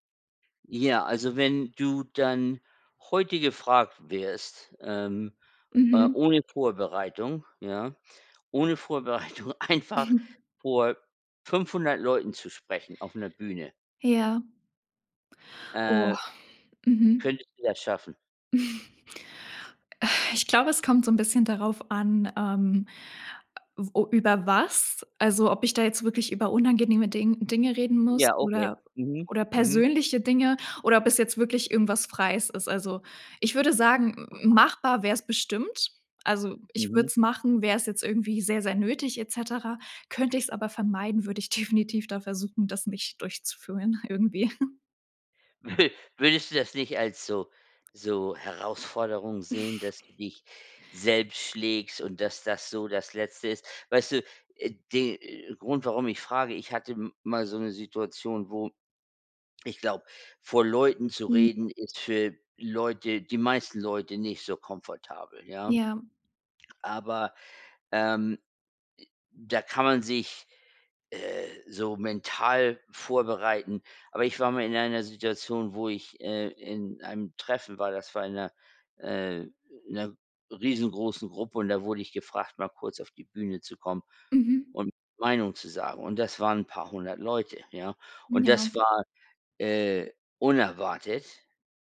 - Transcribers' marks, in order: laughing while speaking: "Vorbereitung einfach"; chuckle; chuckle; sigh; laughing while speaking: "definitiv"; laughing while speaking: "durchzuführen irgendwie"; giggle; chuckle
- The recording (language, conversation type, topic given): German, podcast, Was hilft dir, aus der Komfortzone rauszugehen?